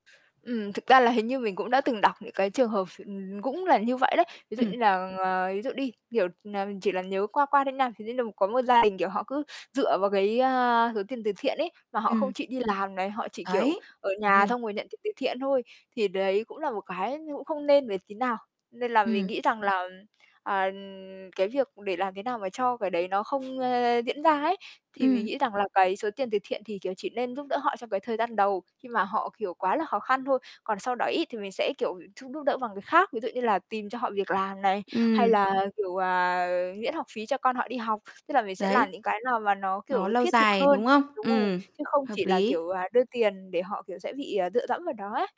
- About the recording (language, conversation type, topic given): Vietnamese, podcast, Bạn nghĩ thế nào về tinh thần lá lành đùm lá rách trong xã hội Việt Nam ngày nay?
- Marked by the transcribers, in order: distorted speech; other background noise